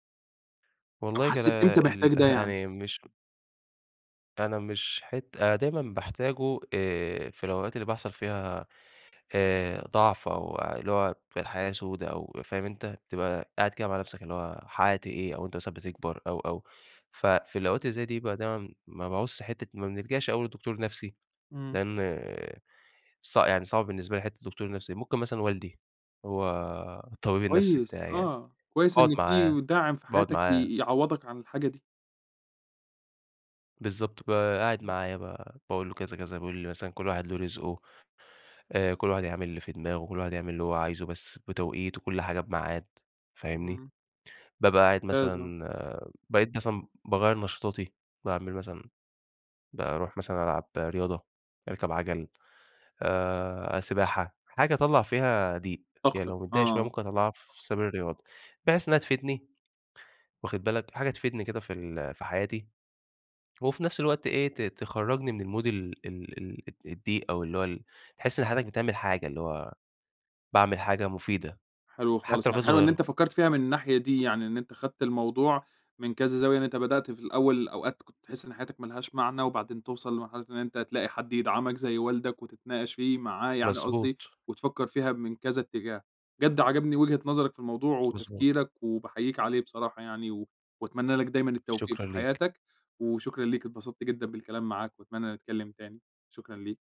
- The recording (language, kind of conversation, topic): Arabic, podcast, بتتعامل إزاي لما تحس إن حياتك مالهاش هدف؟
- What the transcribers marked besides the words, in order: chuckle; in English: "الMood"